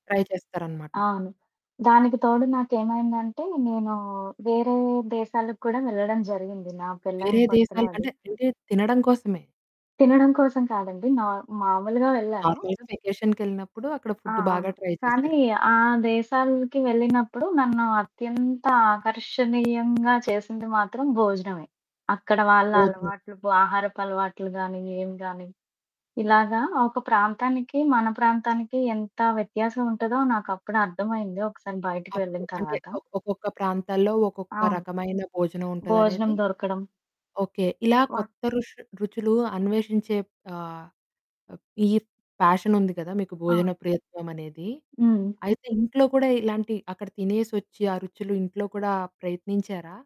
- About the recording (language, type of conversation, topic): Telugu, podcast, మీరు కొత్త రుచులను ఎలా అన్వేషిస్తారు?
- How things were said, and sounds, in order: in English: "ట్రై"; static; other background noise; in English: "నార్మల్‌గా"; in English: "ట్రై"; distorted speech